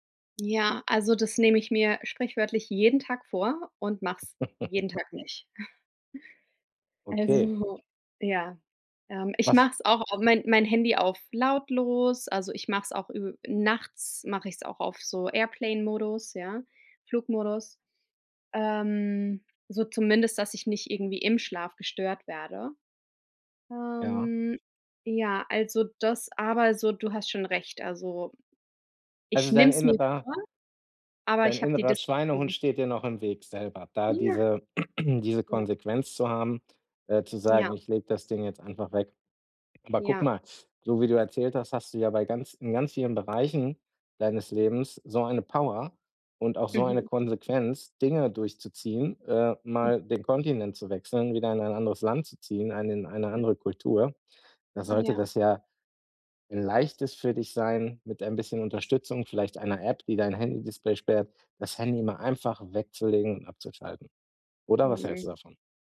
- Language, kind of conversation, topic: German, advice, Wie kann ich mir einen festen, regelmäßigen Schlaf-Wach-Rhythmus angewöhnen?
- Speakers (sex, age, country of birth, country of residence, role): female, 35-39, Germany, United States, user; male, 40-44, Germany, Germany, advisor
- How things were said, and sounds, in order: giggle; chuckle; in English: "Airplane"; stressed: "im"; throat clearing; unintelligible speech